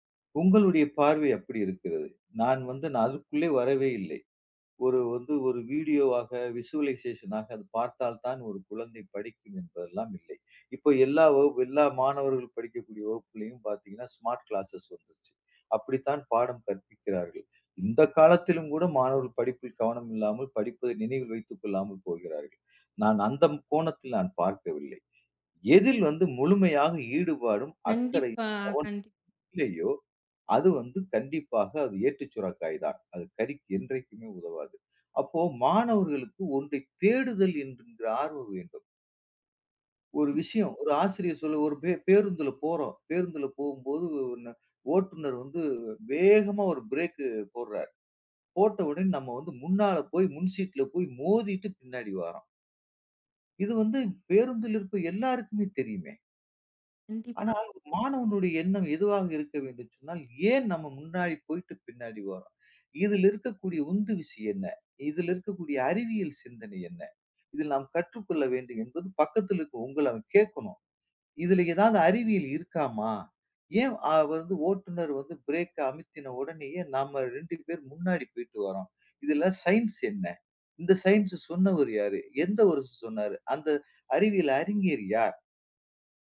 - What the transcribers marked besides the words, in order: in English: "விஷுவலைசேஷன்"; in English: "ஸ்மார்ட் கிளாஸ்சஸ்"; "என்கின்ற" said as "என்றின்ற"; in English: "ப்ரேக்"; in English: "ப்ரேக்"; in English: "சயின்ஸ்"; in English: "சயின்ஸ்"; "ஒருசு" said as "வருஷம்"
- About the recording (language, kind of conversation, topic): Tamil, podcast, பாடங்களை நன்றாக நினைவில் வைப்பது எப்படி?